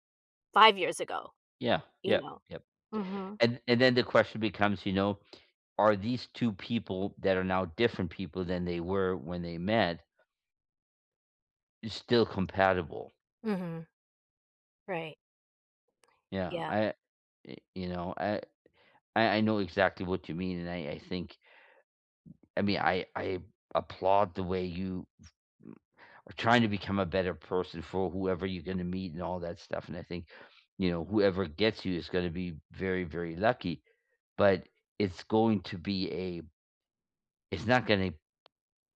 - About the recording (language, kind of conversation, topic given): English, unstructured, What makes a relationship healthy?
- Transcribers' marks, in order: tapping